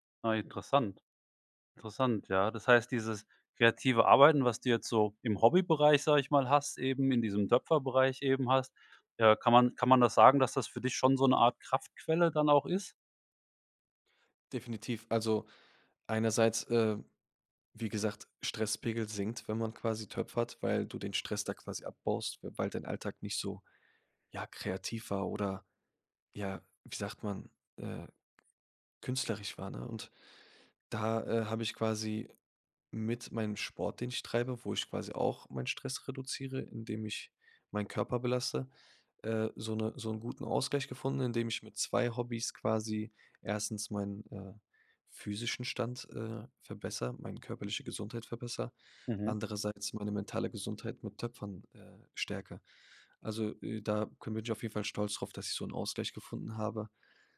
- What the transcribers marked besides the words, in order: none
- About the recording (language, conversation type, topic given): German, podcast, Was inspiriert dich beim kreativen Arbeiten?